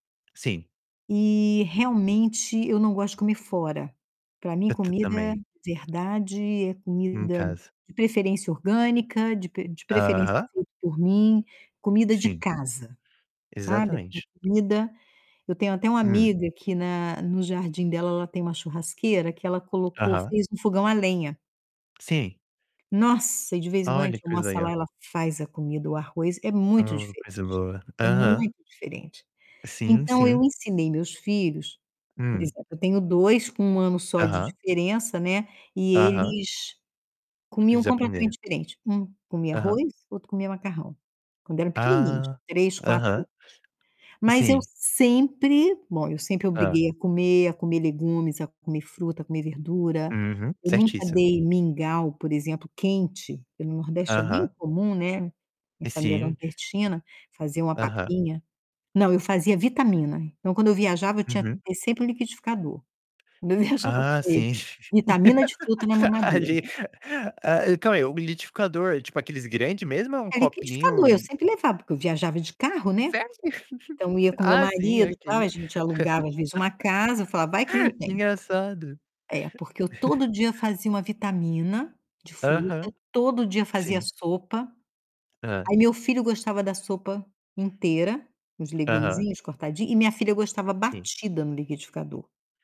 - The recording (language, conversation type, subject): Portuguese, unstructured, Qual prato você acha que todo mundo deveria aprender a fazer?
- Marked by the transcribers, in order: tapping; distorted speech; laughing while speaking: "Quando eu viajava com ele"; laugh; laughing while speaking: "A ge"; chuckle; laugh; chuckle; static